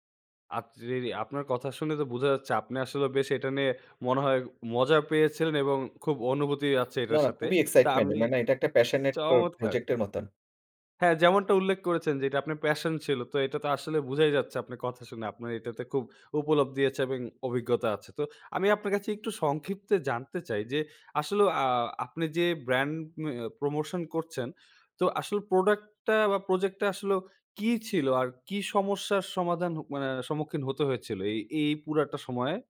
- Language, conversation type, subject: Bengali, podcast, আপনার সবচেয়ে বড় প্রকল্প কোনটি ছিল?
- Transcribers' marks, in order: "এবং" said as "এবিং"; tapping; horn